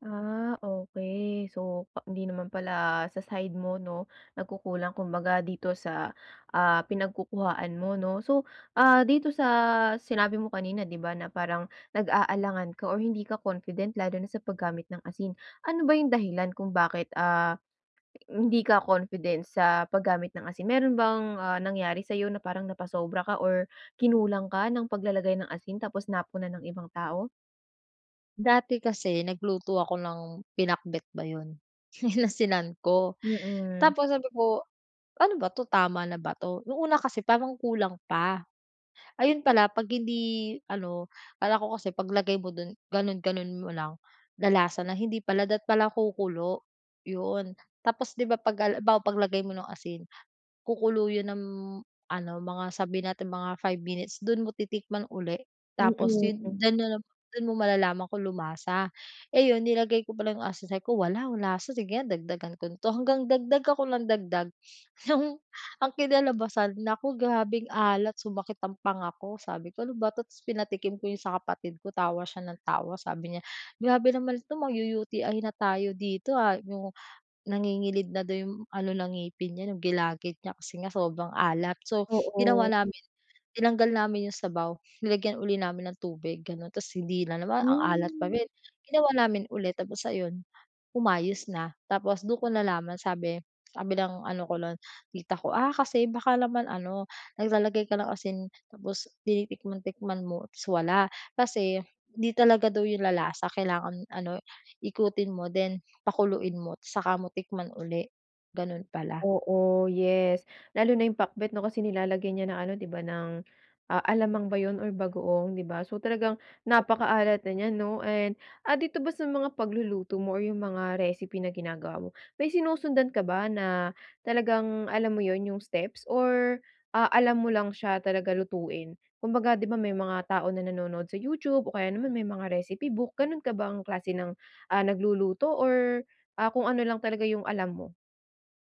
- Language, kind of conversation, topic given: Filipino, advice, Paano ako mas magiging kumpiyansa sa simpleng pagluluto araw-araw?
- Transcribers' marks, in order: in English: "confident"; in English: "confident"; laughing while speaking: "inasinan"; sniff; laughing while speaking: "Nung"; other background noise